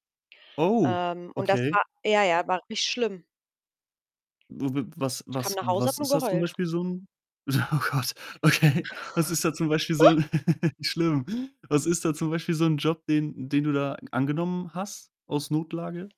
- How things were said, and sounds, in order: surprised: "Oh"; other background noise; laughing while speaking: "oh Gott, okay"; other noise; giggle
- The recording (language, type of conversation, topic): German, podcast, Wie kann man über Geld sprechen, ohne sich zu streiten?
- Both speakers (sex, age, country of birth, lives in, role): female, 35-39, Italy, Germany, guest; male, 20-24, Germany, Germany, host